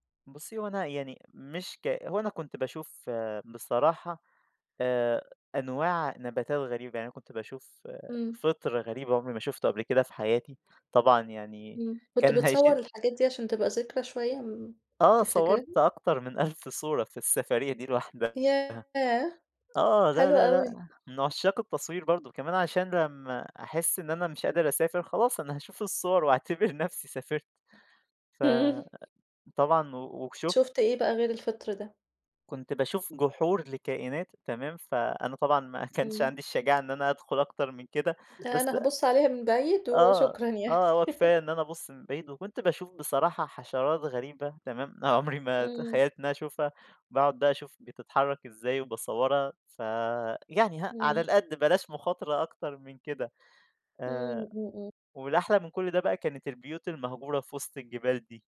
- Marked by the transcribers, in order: tapping; chuckle; chuckle; giggle; chuckle
- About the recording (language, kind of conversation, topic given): Arabic, podcast, ليه بتحس إن السفر مهم عشان ترتاح نفسيًا؟